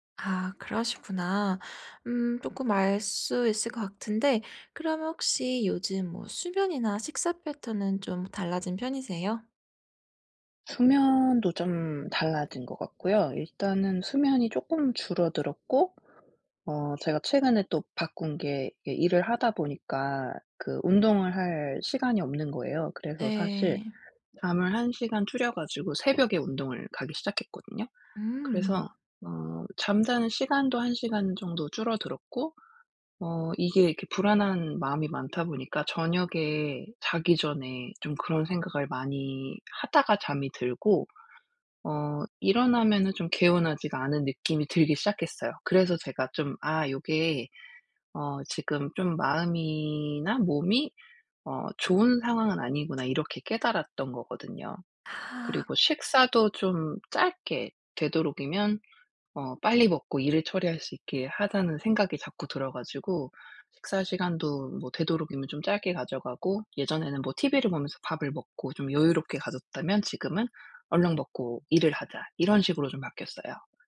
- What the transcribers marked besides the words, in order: other background noise
- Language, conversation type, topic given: Korean, advice, 집에서 쉬는 동안 불안하고 산만해서 영화·음악·책을 즐기기 어려울 때 어떻게 하면 좋을까요?